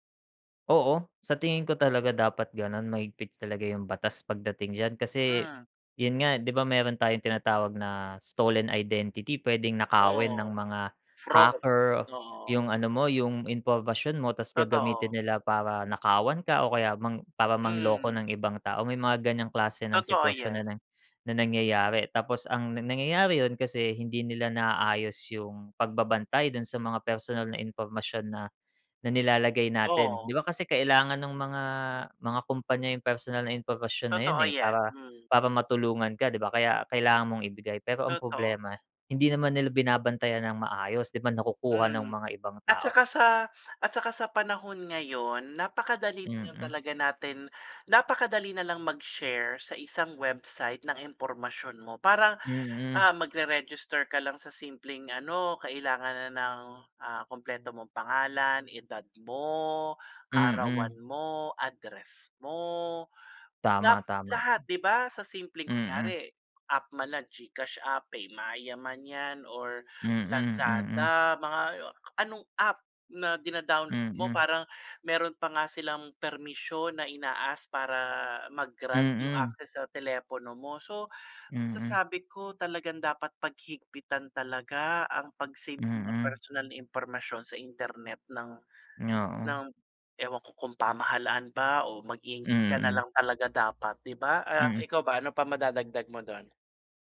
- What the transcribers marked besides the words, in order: in English: "stolen identity"; other background noise; tapping; sniff
- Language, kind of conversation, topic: Filipino, unstructured, Ano ang masasabi mo tungkol sa pagkapribado sa panahon ng internet?